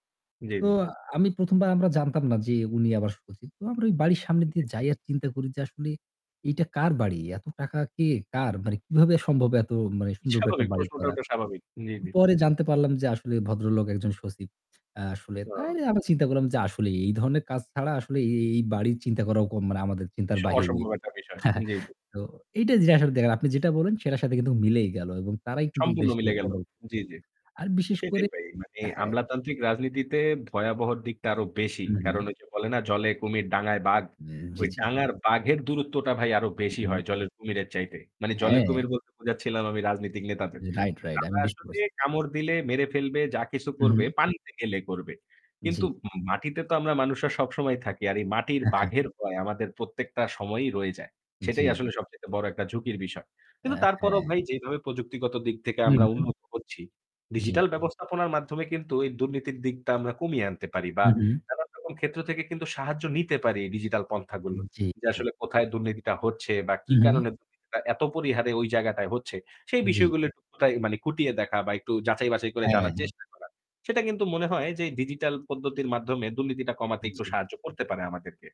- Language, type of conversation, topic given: Bengali, unstructured, আপনি কী মনে করেন, সরকার কীভাবে দুর্নীতি কমাতে পারে?
- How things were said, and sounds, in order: static; chuckle; unintelligible speech; distorted speech; unintelligible speech